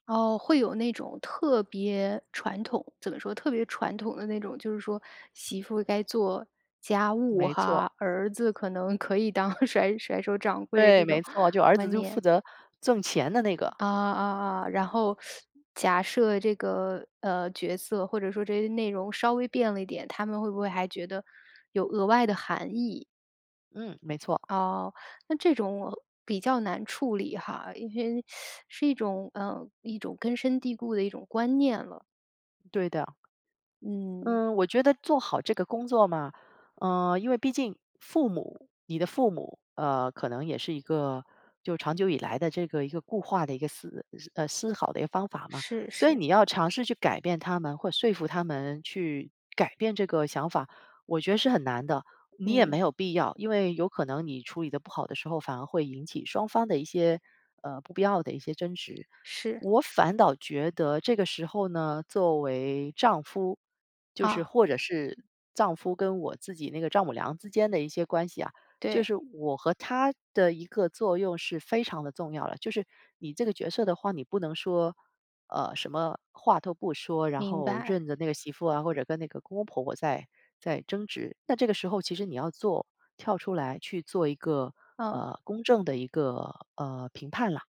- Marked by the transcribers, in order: laughing while speaking: "可以当甩 甩"; teeth sucking; other background noise; teeth sucking; tapping
- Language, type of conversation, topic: Chinese, podcast, 如何更好地沟通家务分配？